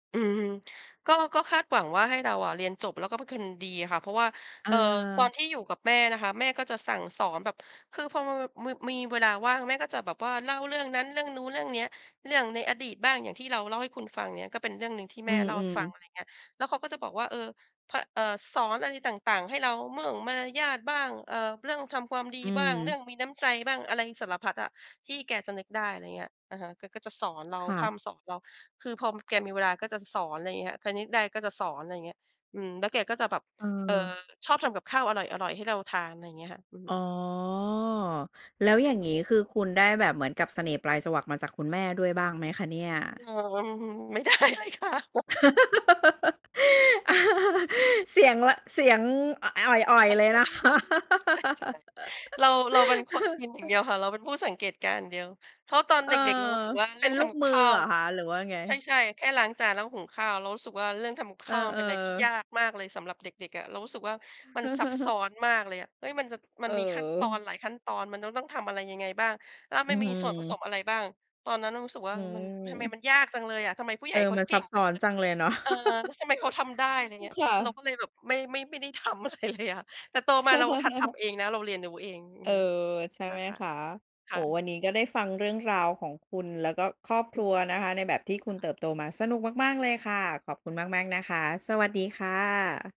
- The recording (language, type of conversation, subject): Thai, podcast, คุณเติบโตมาในครอบครัวแบบไหน?
- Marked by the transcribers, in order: drawn out: "อ๋อ"; other noise; laughing while speaking: "ไม่ได้เลยค่ะ"; laugh; laugh; laughing while speaking: "เออ ใช่ ใช่ ๆ"; laughing while speaking: "คะ"; laugh; chuckle; chuckle; chuckle; laughing while speaking: "ทำอะไรเลยอะ"